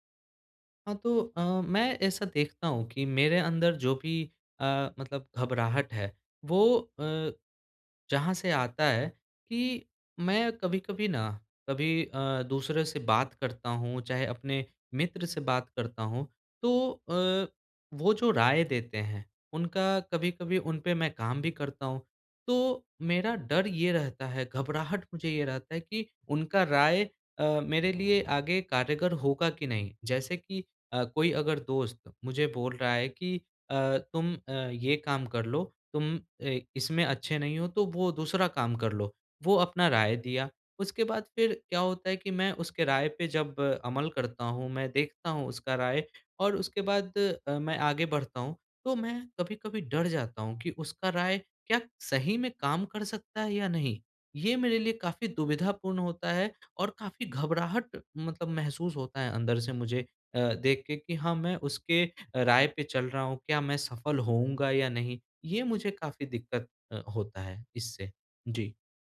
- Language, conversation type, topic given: Hindi, advice, दूसरों की राय से घबराहट के कारण मैं अपने विचार साझा करने से क्यों डरता/डरती हूँ?
- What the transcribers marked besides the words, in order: "कारगर" said as "कारेगर"